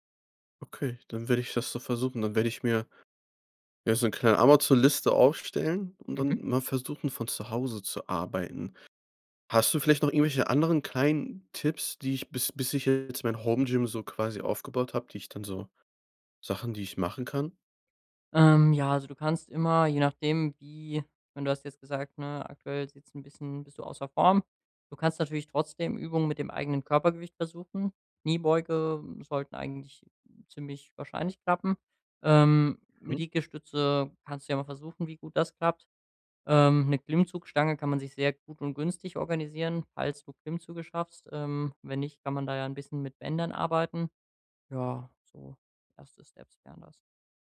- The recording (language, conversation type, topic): German, advice, Wie kann ich es schaffen, beim Sport routinemäßig dranzubleiben?
- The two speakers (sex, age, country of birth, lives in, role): male, 25-29, Germany, Germany, advisor; male, 25-29, Germany, Germany, user
- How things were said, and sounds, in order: other background noise; stressed: "Form"